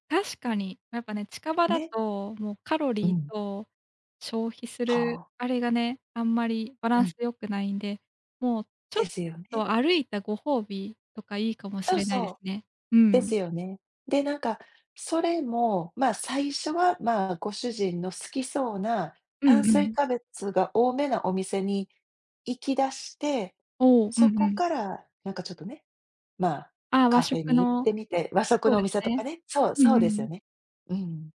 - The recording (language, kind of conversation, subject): Japanese, advice, 家族やパートナーと運動習慣をどのように調整すればよいですか？
- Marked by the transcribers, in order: other background noise